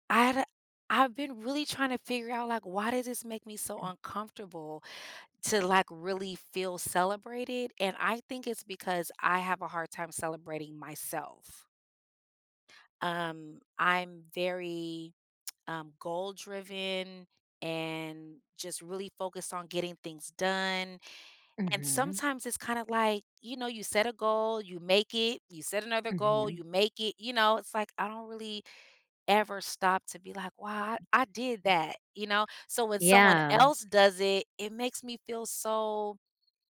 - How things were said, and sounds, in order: other background noise; tsk
- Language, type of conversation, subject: English, advice, How can I accept heartfelt praise without feeling awkward?
- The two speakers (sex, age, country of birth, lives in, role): female, 45-49, United States, United States, user; female, 50-54, United States, United States, advisor